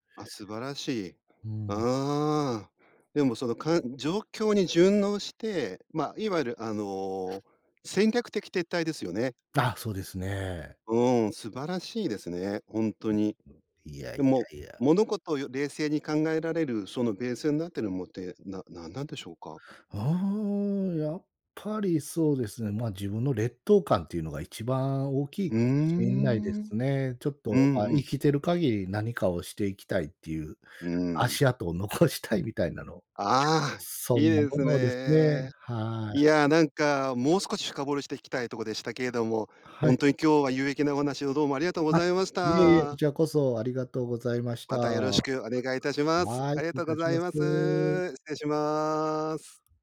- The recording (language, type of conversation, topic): Japanese, podcast, 人生でいちばん幸せだったのは、どんなときですか？
- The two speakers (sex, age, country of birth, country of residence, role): male, 45-49, Japan, Japan, guest; male, 50-54, Japan, Japan, host
- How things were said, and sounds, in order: other background noise; unintelligible speech; laughing while speaking: "残したい"